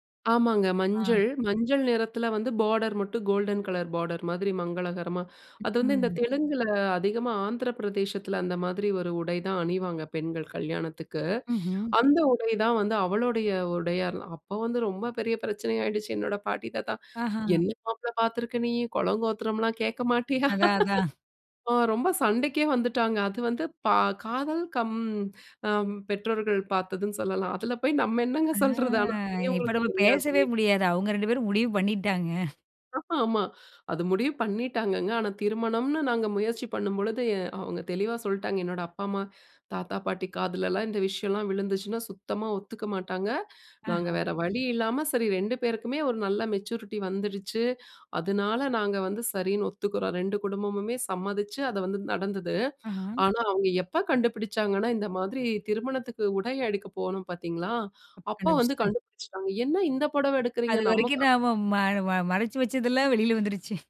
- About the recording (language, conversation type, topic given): Tamil, podcast, குடும்ப மரபு உங்களை எந்த விதத்தில் உருவாக்கியுள்ளது என்று நீங்கள் நினைக்கிறீர்கள்?
- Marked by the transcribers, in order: tapping; laughing while speaking: "குலங்கோத்திரம்லாம் கேட்க மாட்டியா?"; other background noise; drawn out: "அ"; chuckle; in English: "மெச்சூரிட்டி"; unintelligible speech